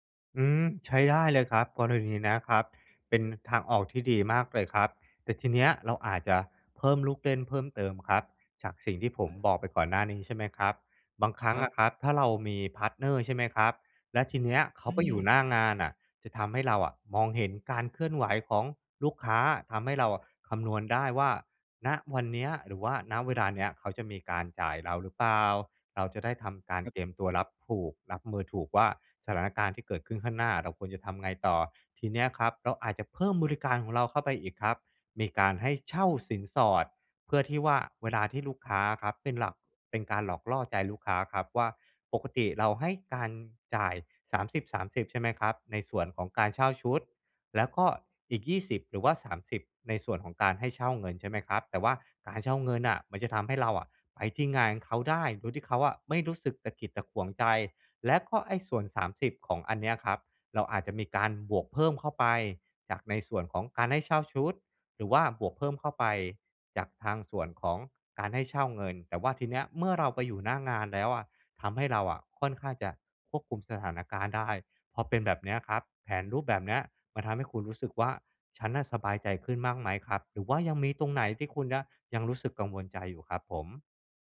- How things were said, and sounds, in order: in English: "พาร์ตเนอร์"
- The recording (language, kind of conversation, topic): Thai, advice, จะจัดการกระแสเงินสดของธุรกิจให้มั่นคงได้อย่างไร?